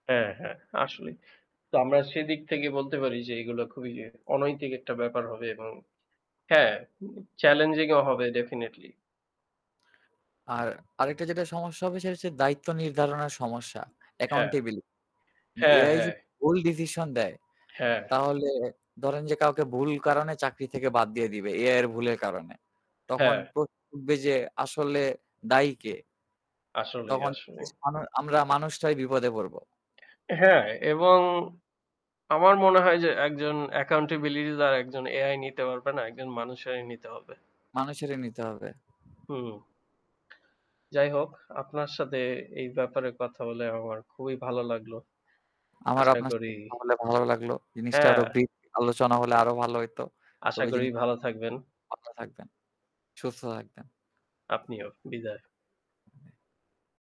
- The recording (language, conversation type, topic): Bengali, unstructured, কৃত্রিম বুদ্ধিমত্তা কি আমাদের ভবিষ্যৎ কর্মক্ষেত্রের চেহারা বদলে দেবে?
- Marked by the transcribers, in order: static; other background noise; bird; in English: "চ্যালেঞ্জিং"; in English: "ডেফিনিটলি"; lip smack; in English: "অ্যাকাউন্টেবিলিটি"; tapping; in English: "অ্যাকাউন্টেবিলিটি"; distorted speech; unintelligible speech